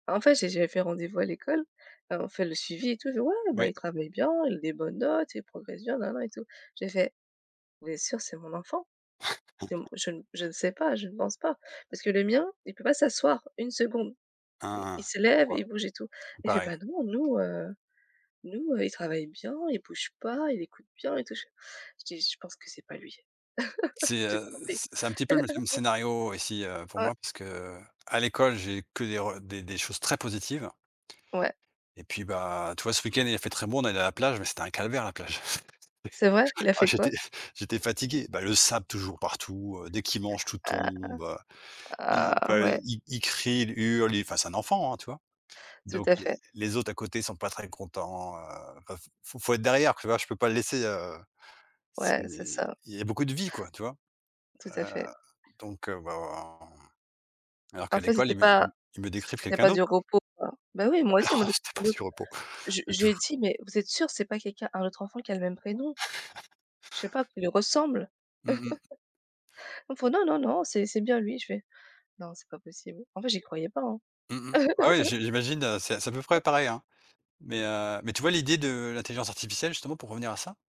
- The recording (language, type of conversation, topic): French, unstructured, Comment les professeurs peuvent-ils rendre leurs cours plus intéressants ?
- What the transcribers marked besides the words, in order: chuckle; laugh; stressed: "très"; laughing while speaking: "C'était"; chuckle; stressed: "sable"; other background noise; stressed: "vie"; laughing while speaking: "Ah non, c'était pas du repos, du tout"; unintelligible speech; chuckle; stressed: "ressemble"; laugh; laugh